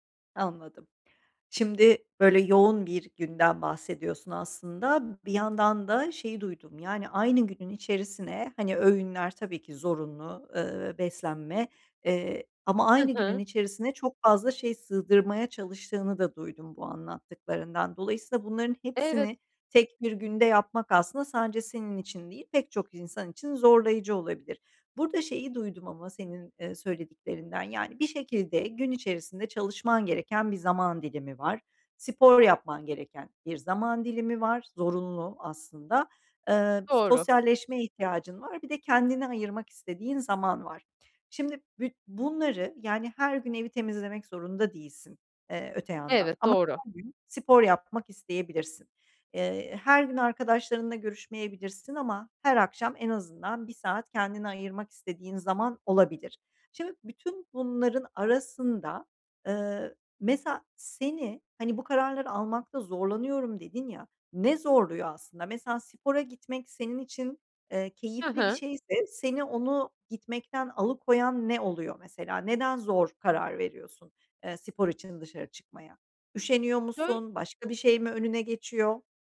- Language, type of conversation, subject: Turkish, advice, Günlük karar yorgunluğunu azaltmak için önceliklerimi nasıl belirleyip seçimlerimi basitleştirebilirim?
- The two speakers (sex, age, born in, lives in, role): female, 40-44, Turkey, Netherlands, user; female, 45-49, Turkey, Netherlands, advisor
- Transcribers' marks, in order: other background noise